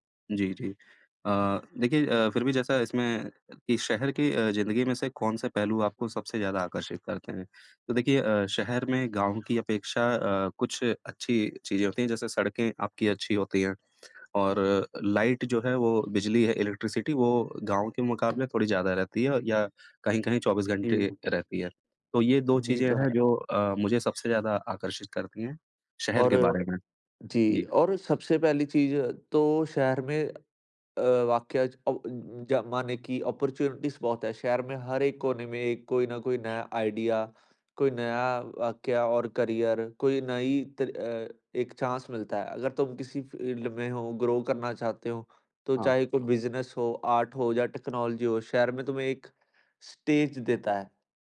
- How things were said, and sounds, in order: other background noise; in English: "लाइट"; in English: "इलेक्ट्रिसिटी"; tapping; door; in English: "अपॉर्चुनिटीज़"; in English: "आइडिया"; in English: "करियर"; in English: "चांस"; in English: "फील्ड"; in English: "ग्रो"; in English: "बिज़नेस"; in English: "आर्ट"; in English: "टेक्नोलॉजी"; in English: "स्टेज"
- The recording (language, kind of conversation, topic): Hindi, unstructured, आपके विचार में शहर की जिंदगी और गांव की शांति में से कौन बेहतर है?